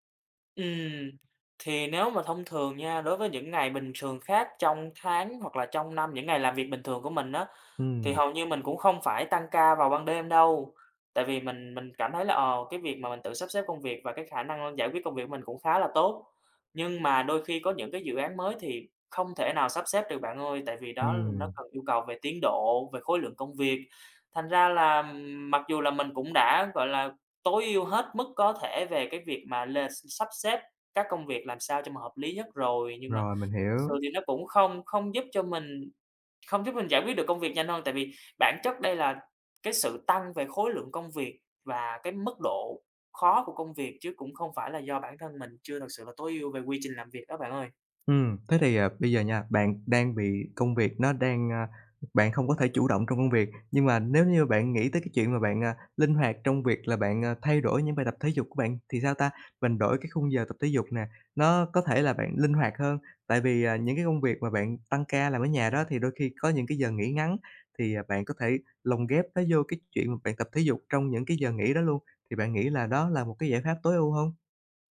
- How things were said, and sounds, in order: none
- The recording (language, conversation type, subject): Vietnamese, advice, Tại sao tôi lại mất động lực sau vài tuần duy trì một thói quen, và làm sao để giữ được lâu dài?